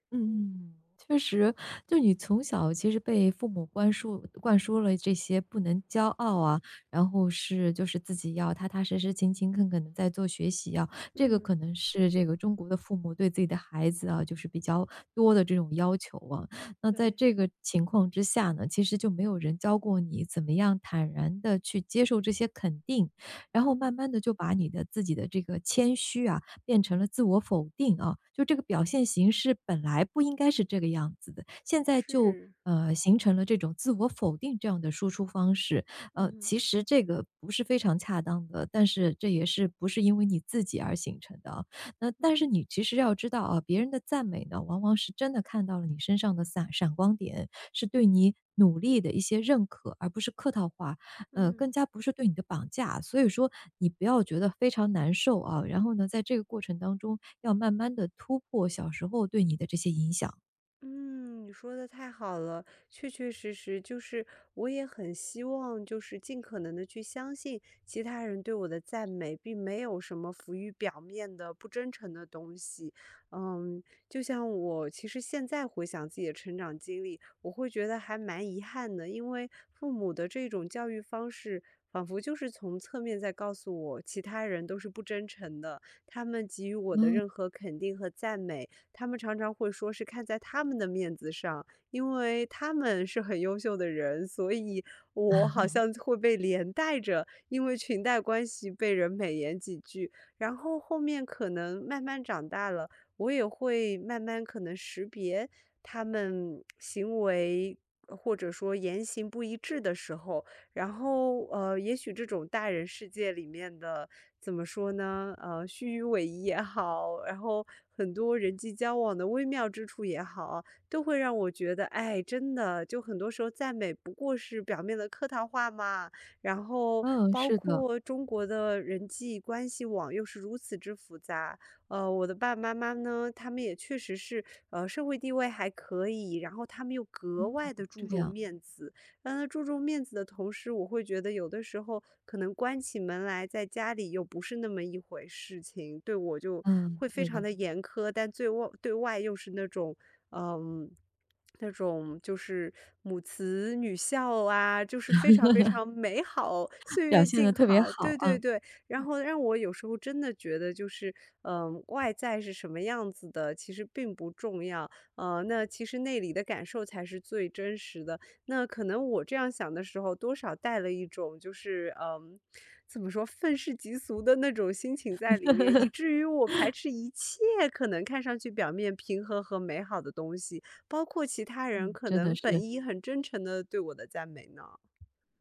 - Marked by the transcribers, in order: other background noise; chuckle; chuckle; laugh
- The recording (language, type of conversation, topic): Chinese, advice, 为什么我很难接受别人的赞美，总觉得自己不配？